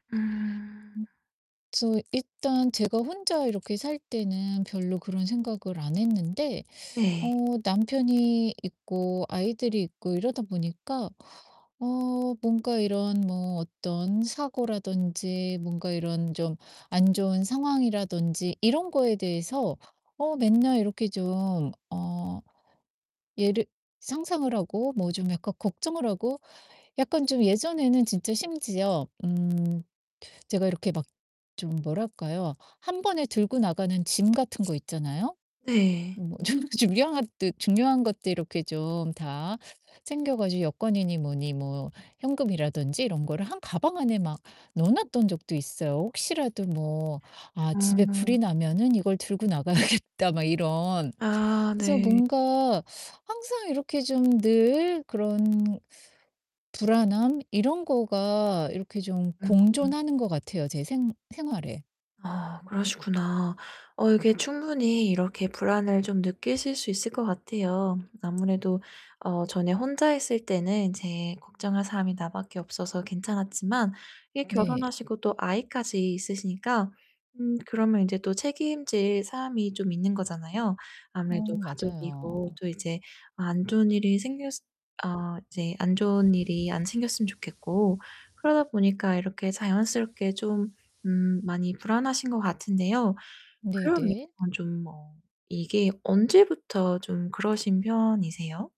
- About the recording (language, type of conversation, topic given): Korean, advice, 실생활에서 불안을 어떻게 받아들이고 함께 살아갈 수 있을까요?
- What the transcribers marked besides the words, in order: distorted speech; tapping; other background noise; laughing while speaking: "중"; unintelligible speech; laughing while speaking: "나가야겠다"; static